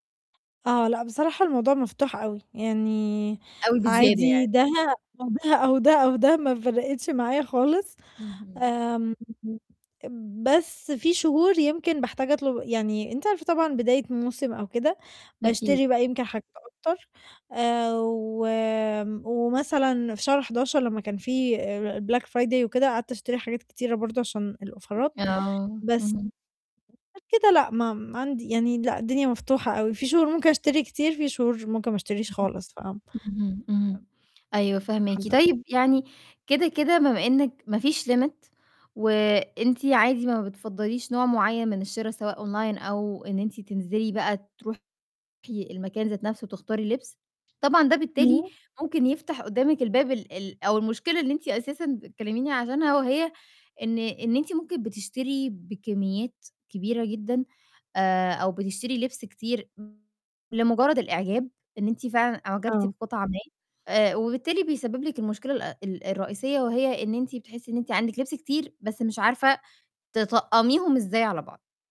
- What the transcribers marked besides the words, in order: in English: "الblack friday"; in English: "الأوفرات"; other noise; unintelligible speech; in English: "limit"; in English: "أونلاين"; distorted speech
- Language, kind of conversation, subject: Arabic, advice, إزاي أشتري هدوم بذكاء عشان ماشتريش حاجات وتفضل في الدولاب من غير ما ألبسها؟